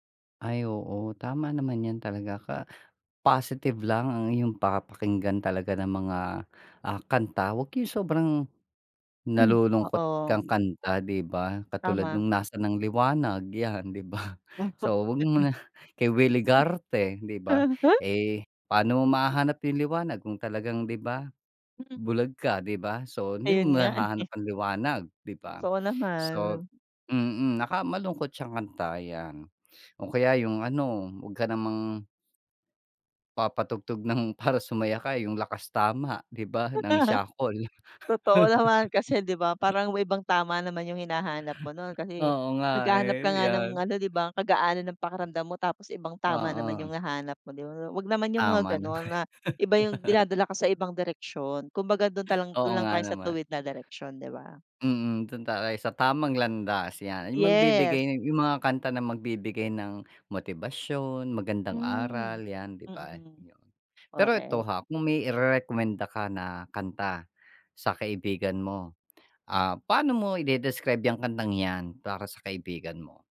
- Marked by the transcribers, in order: laughing while speaking: "'di ba"; unintelligible speech; laughing while speaking: "muna"; chuckle; laughing while speaking: "eh"; breath; laugh; laugh; laughing while speaking: "Oo nga, eh, 'yan"; laugh; tapping
- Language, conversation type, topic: Filipino, podcast, Anong kanta ang nagbibigay sa iyo ng lakas o inspirasyon, at bakit?